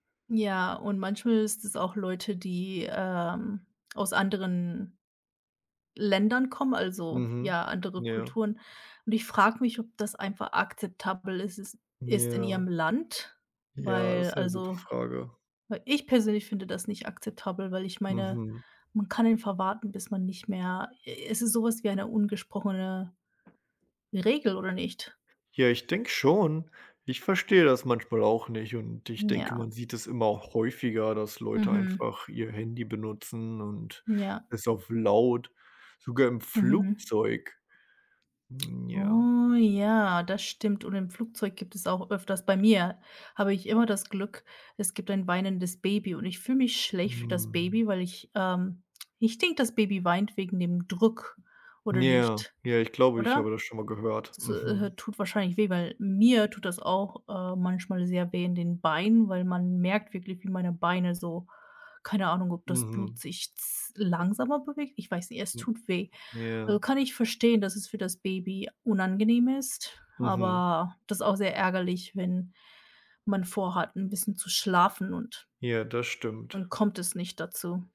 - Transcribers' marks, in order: none
- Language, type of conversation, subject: German, unstructured, Was ärgert dich an öffentlichen Verkehrsmitteln am meisten?
- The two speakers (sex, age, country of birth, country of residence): female, 30-34, United States, United States; male, 25-29, Germany, United States